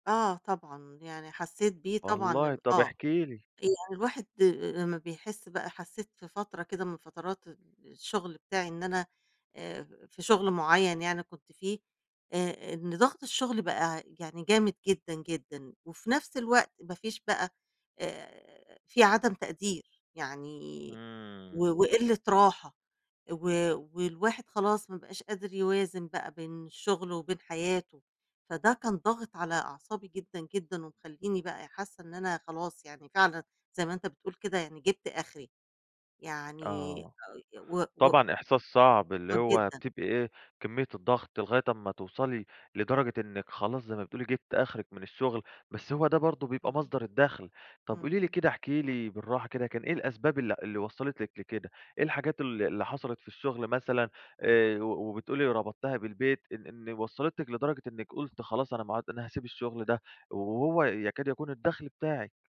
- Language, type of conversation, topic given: Arabic, podcast, إزاي بتتجنب الإرهاق من الشغل؟
- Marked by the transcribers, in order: unintelligible speech